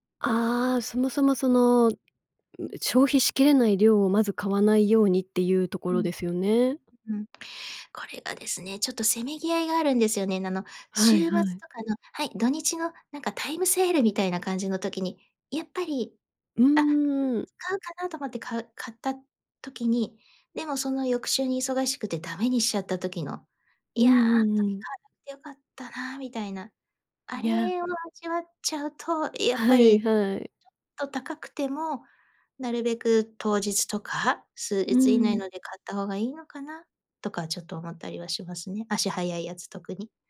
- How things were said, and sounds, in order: none
- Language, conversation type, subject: Japanese, podcast, 食材の無駄を減らすために普段どんな工夫をしていますか？